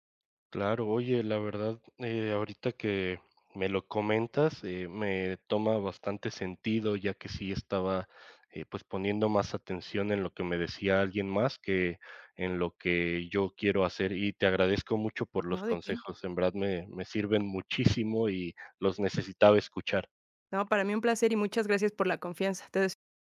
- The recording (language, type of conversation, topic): Spanish, advice, ¿Cómo puedo manejar un sentimiento de culpa persistente por errores pasados?
- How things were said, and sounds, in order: other background noise; tapping